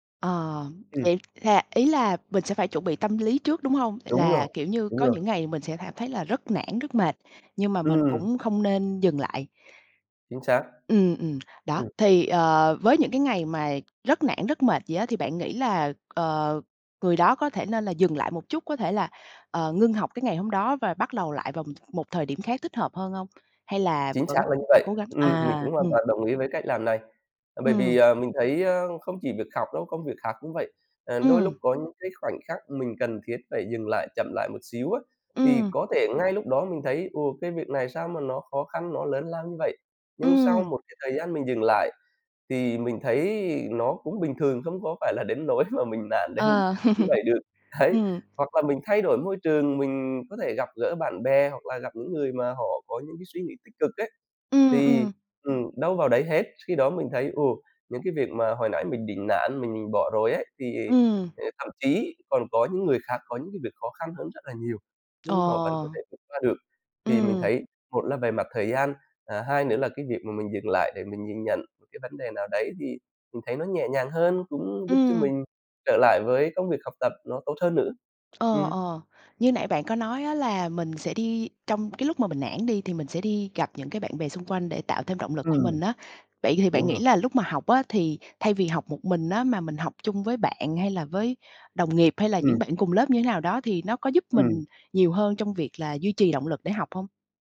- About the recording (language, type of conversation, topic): Vietnamese, podcast, Bạn làm thế nào để giữ động lực học tập lâu dài?
- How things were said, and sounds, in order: other background noise; tapping; other noise; laughing while speaking: "nỗi"; chuckle; laughing while speaking: "đến"; laughing while speaking: "đấy"